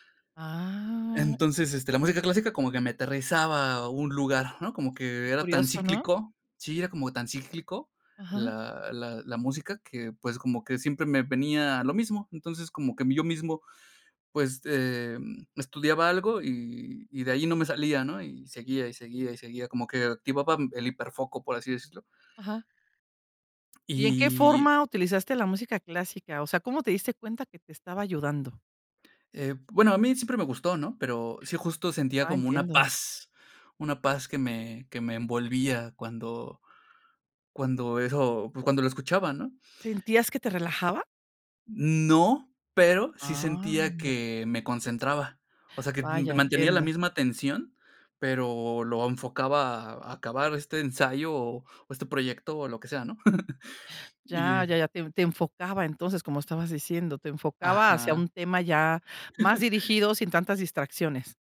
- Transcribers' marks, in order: other background noise; chuckle; chuckle
- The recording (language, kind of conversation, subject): Spanish, podcast, ¿Qué sonidos de la naturaleza te ayudan más a concentrarte?